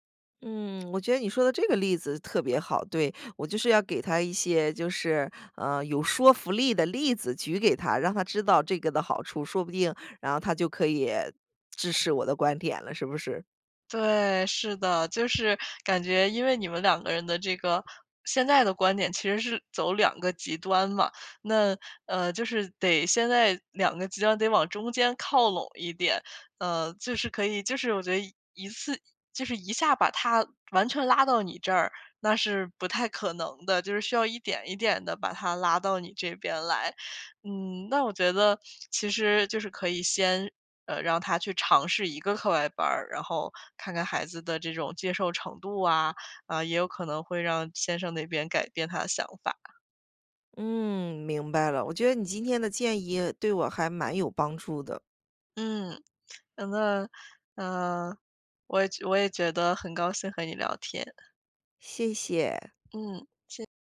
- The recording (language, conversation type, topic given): Chinese, advice, 我该如何描述我与配偶在育儿方式上的争执？
- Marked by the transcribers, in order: other background noise